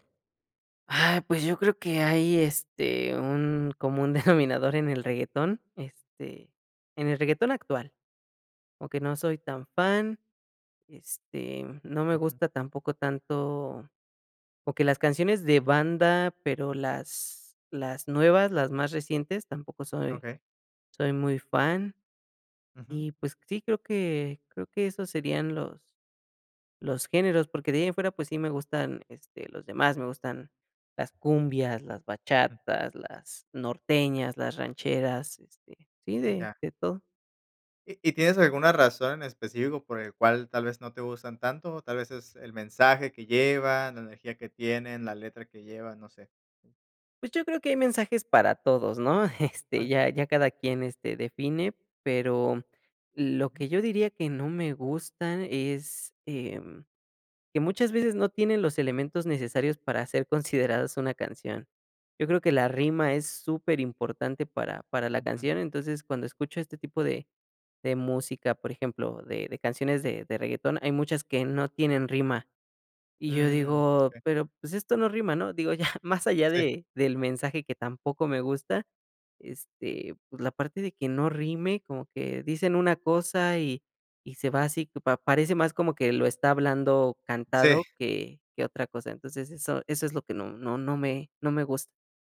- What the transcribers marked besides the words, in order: chuckle; other background noise
- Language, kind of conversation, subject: Spanish, podcast, ¿Qué canción te transporta a la infancia?